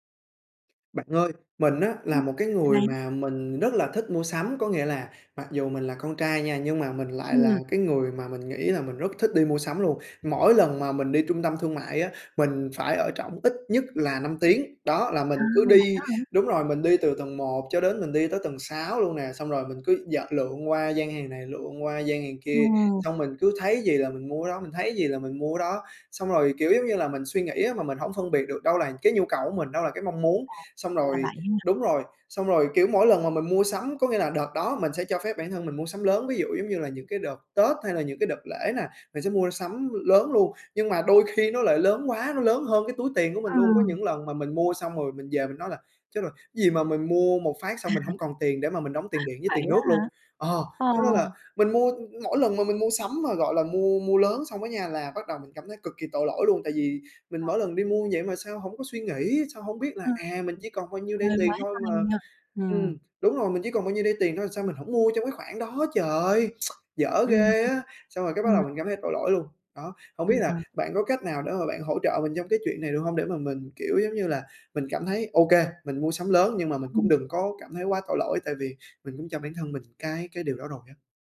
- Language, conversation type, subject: Vietnamese, advice, Bạn có thường cảm thấy tội lỗi sau mỗi lần mua một món đồ đắt tiền không?
- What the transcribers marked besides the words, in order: tapping; other background noise; laugh; tsk